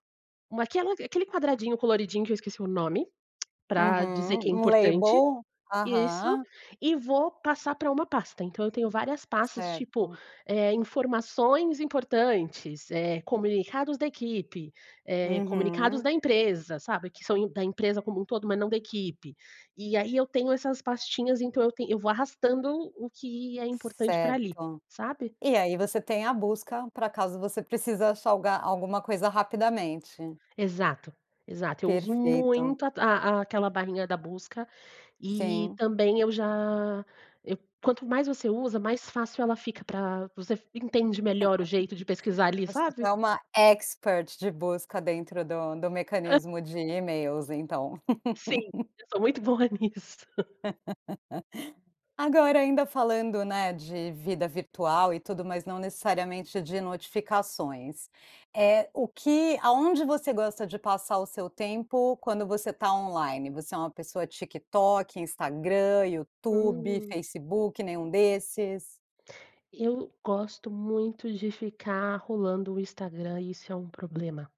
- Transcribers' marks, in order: tongue click; in English: "label"; stressed: "muito"; laugh; laugh; tapping; laugh; laughing while speaking: "boa nisso"; laugh
- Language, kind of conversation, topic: Portuguese, podcast, Como você lida com o excesso de notificações?